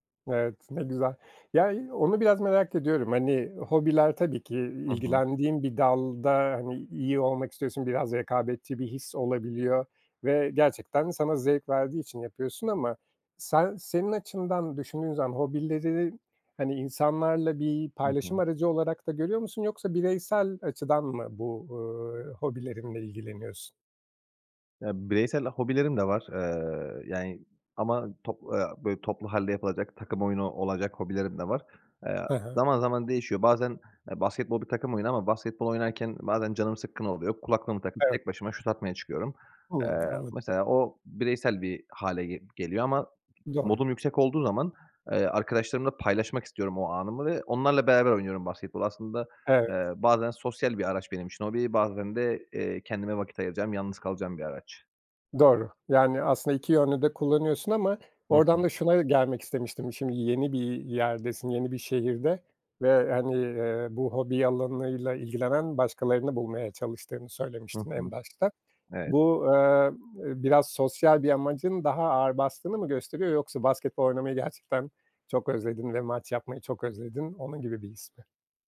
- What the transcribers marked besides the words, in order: other background noise; other noise
- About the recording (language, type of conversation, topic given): Turkish, podcast, Hobi partneri ya da bir grup bulmanın yolları nelerdir?